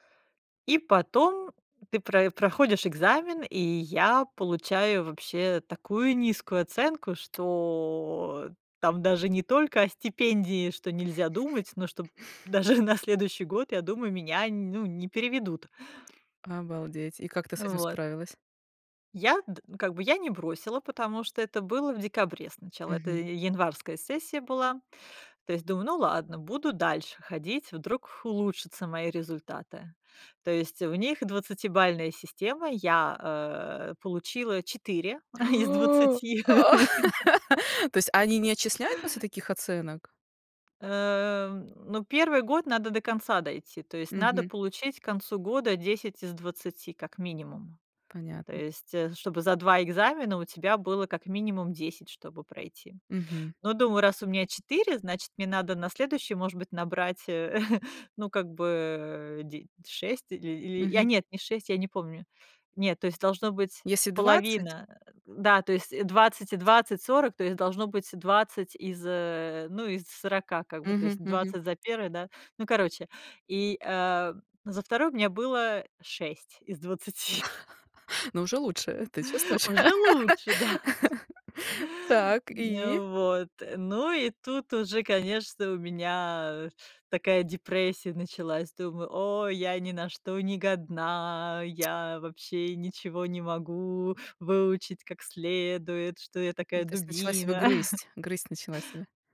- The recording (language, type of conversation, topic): Russian, podcast, Как не зацикливаться на ошибках и двигаться дальше?
- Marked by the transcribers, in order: tapping; drawn out: "О!"; laugh; chuckle; laugh; chuckle; laughing while speaking: "из двадцати"; laugh; laugh; chuckle